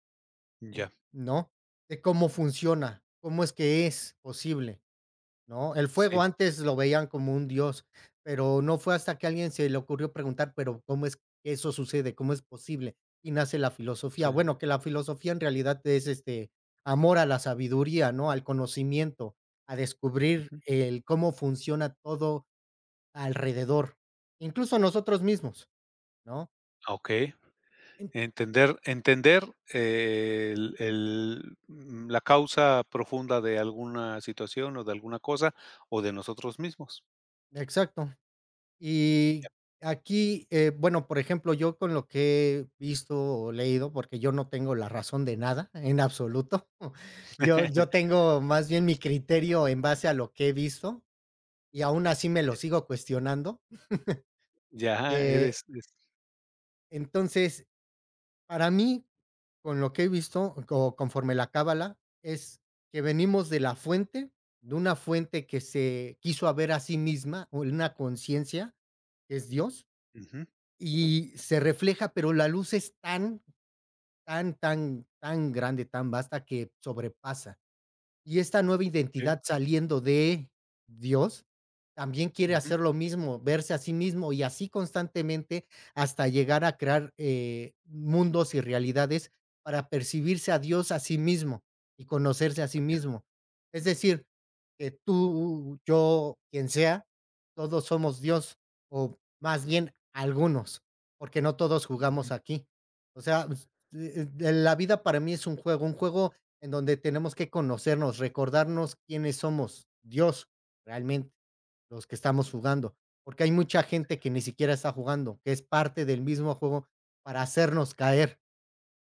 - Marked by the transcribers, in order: tapping; other background noise; chuckle; other noise; laugh; unintelligible speech
- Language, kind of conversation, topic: Spanish, podcast, ¿De dónde sacas inspiración en tu día a día?